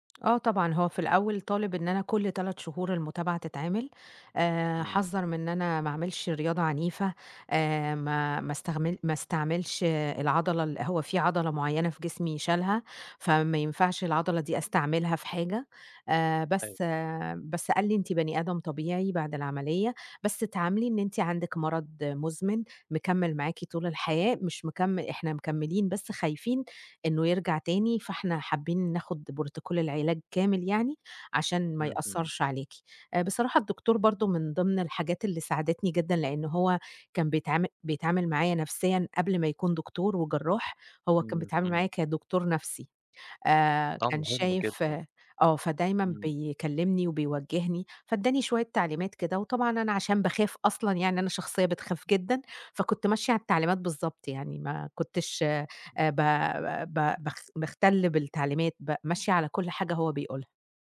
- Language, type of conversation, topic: Arabic, advice, إزاي بتتعامل مع المرض اللي بقاله معاك فترة ومع إحساسك إنك تايه ومش عارف هدفك في الحياة؟
- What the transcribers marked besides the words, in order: in English: "Protocol"